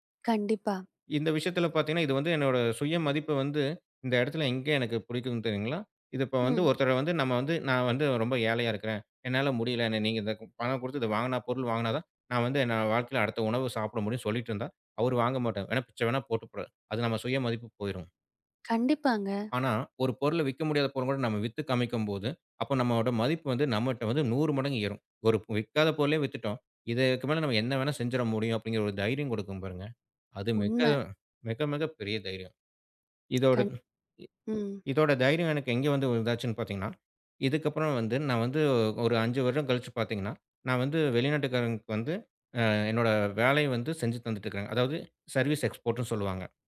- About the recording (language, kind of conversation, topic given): Tamil, podcast, நீங்கள் சுயமதிப்பை வளர்த்துக்கொள்ள என்ன செய்தீர்கள்?
- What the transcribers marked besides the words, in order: tapping; other noise; other background noise; in English: "சர்வீஸ் எக்ஸ்போர்ட்ன்னு"